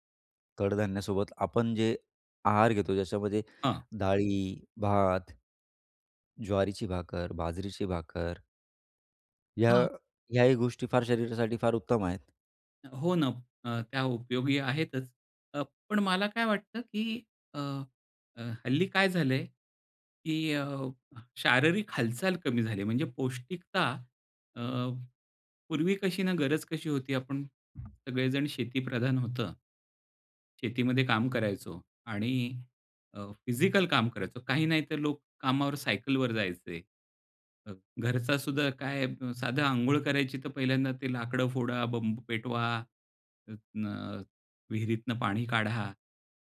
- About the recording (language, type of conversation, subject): Marathi, podcast, घरच्या जेवणात पौष्टिकता वाढवण्यासाठी तुम्ही कोणते सोपे बदल कराल?
- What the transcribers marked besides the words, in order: none